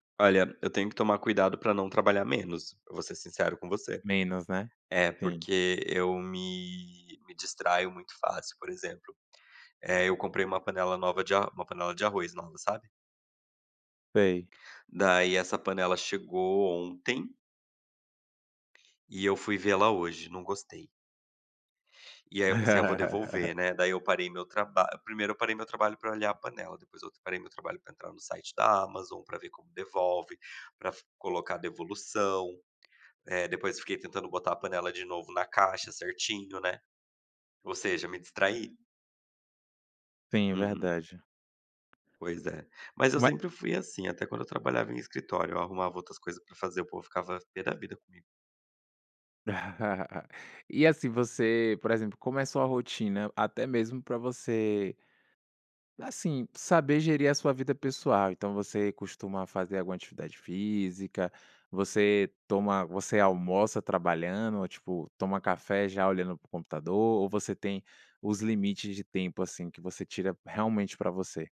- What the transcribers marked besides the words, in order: tapping; laugh; chuckle
- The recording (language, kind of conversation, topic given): Portuguese, podcast, Como você estabelece limites entre trabalho e vida pessoal em casa?